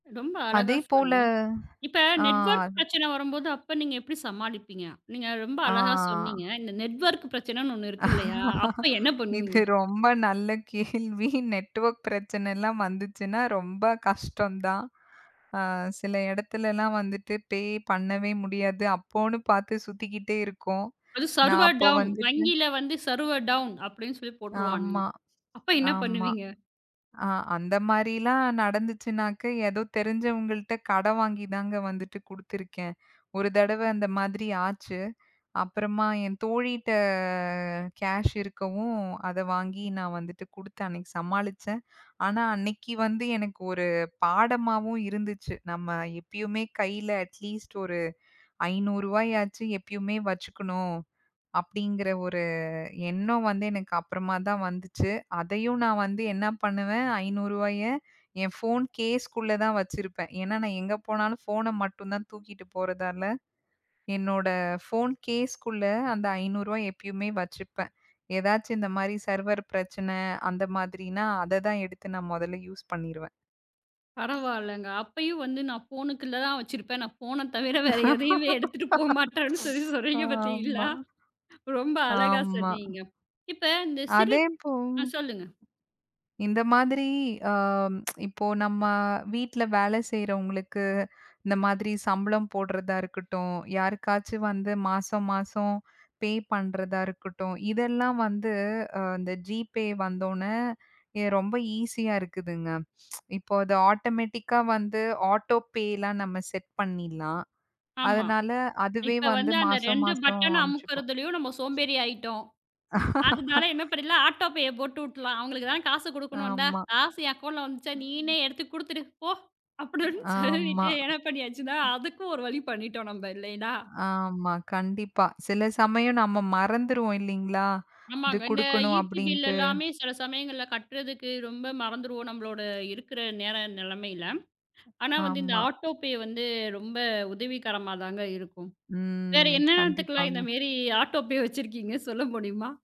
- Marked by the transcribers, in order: other background noise; in English: "நெட்வர்க்"; other noise; drawn out: "அ"; in English: "நெட்வர்க்"; laughing while speaking: "இது ரொம்ப நல்ல கேள்வி. நெட்வர்க் பிரச்சனை எல்லாம் வந்துச்சுன்னா ரொம்ப கஷ்டம்தான்"; laughing while speaking: "அப்ப என்ன பண்ணுவீங்க?"; in English: "நெட்வர்க்"; in English: "பே"; in English: "சர்வர் டவுன்"; in English: "சர்வர் டவுன்"; drawn out: "தோழிட்ட"; in English: "கேஷ்"; in English: "அட்லீஸ்ட்"; in English: "கேஸ்க்குள்ளதான்"; tapping; in English: "கேஸ்க்குள்ளதான்"; in English: "சர்வர்"; laughing while speaking: "நான் ஃபோன் தவிர வேற எதையுமே எடுத்துட்டு போமாட்டேன்னு சொல்லிச் சொல்றீங்க பாத்தீங்களா?"; laughing while speaking: "ஆமா, ஆமா"; tsk; in English: "பே"; tsk; in English: "ஆட்டோமேட்டிக்கா"; in English: "ஆட்டோ பே"; in English: "செட்"; in English: "ஆட்டோ பே"; laugh; in English: "அக்கவுன்ட்ல"; laughing while speaking: "அப்டின்னு சொல்லிட்டு என்ன பண்ணியாச்சுன்னா அதுக்கும் ஒரு வழி பண்ணிட்டோம். நம்ம இல்லைன்னா"; in English: "ஆட்டோ பே"; laughing while speaking: "வேற என்ன எல்லாத்துக்கு இந்த மாதிரி ஆட்டோ பே, வச்சிருக்கீங்க? சொல்ல முடியுமா?"; in English: "ஆட்டோ பே"
- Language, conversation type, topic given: Tamil, podcast, மொபைல் பணம் மற்றும் இலக்க வங்கி சேவைகள் நம் தினசரி வாழ்க்கையை எவ்வாறு எளிதாக்குகின்றன?